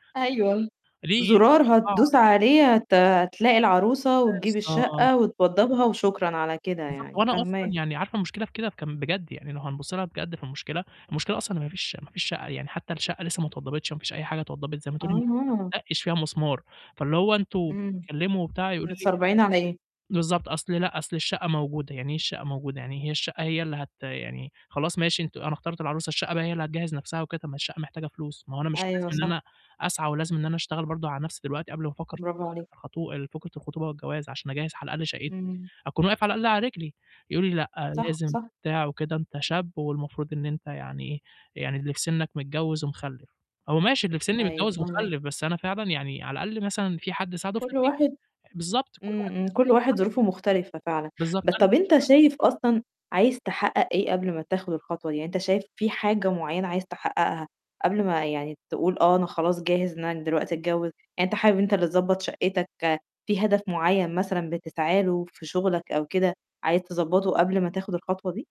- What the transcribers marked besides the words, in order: static; distorted speech; unintelligible speech
- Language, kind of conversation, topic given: Arabic, advice, إزاي أتعامل مع ضغط أهلي إني أتجوز بسرعة وفي نفس الوقت أختار شريك مناسب؟